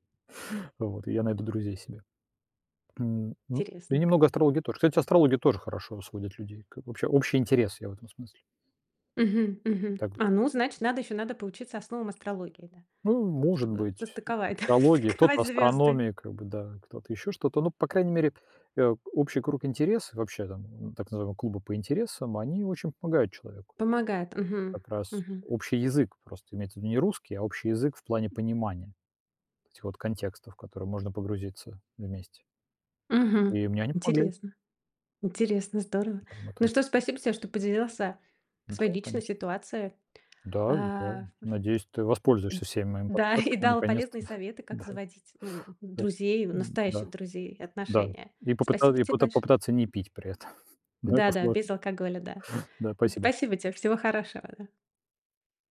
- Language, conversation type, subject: Russian, podcast, Как вы заводите друзей в новой среде?
- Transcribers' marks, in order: other background noise; other noise; laughing while speaking: "да, состыковать"; laughing while speaking: "и дал"; chuckle